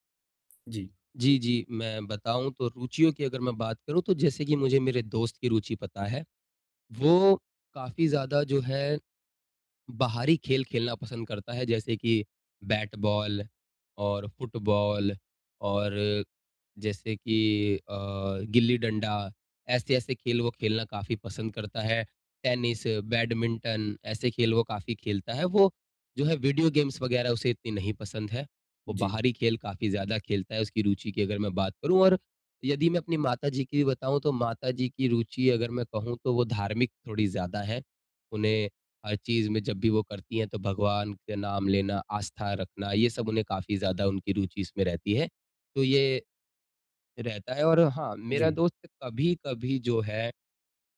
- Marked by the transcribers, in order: in English: "गेम्स"
- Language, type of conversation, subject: Hindi, advice, किसी के लिए सही तोहफा कैसे चुनना चाहिए?